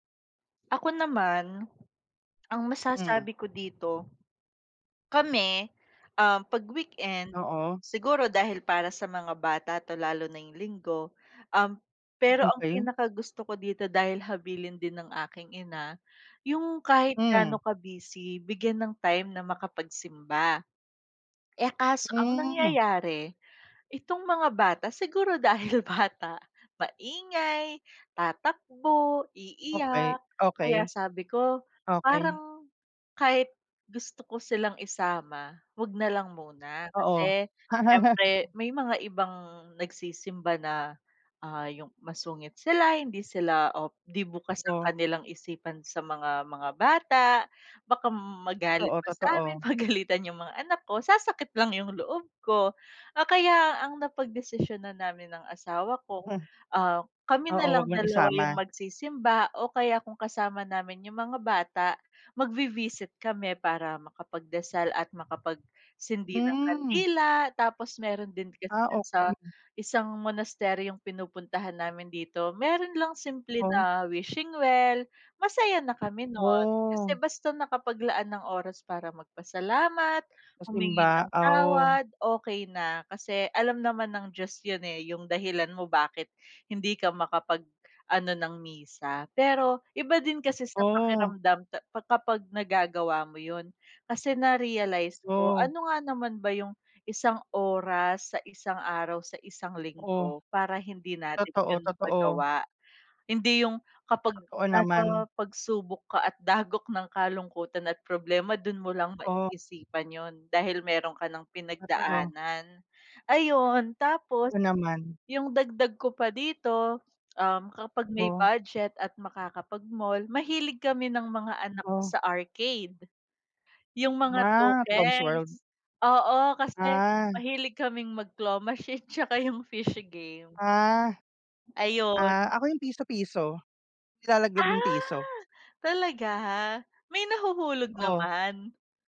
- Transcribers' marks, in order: tapping; swallow; laughing while speaking: "dahil bata"; laugh; laughing while speaking: "pagalitan"; chuckle; "Totoo" said as "To"
- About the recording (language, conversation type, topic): Filipino, unstructured, Ano ang mga benepisyo ng pagbubuklod ng pamilya tuwing katapusan ng linggo?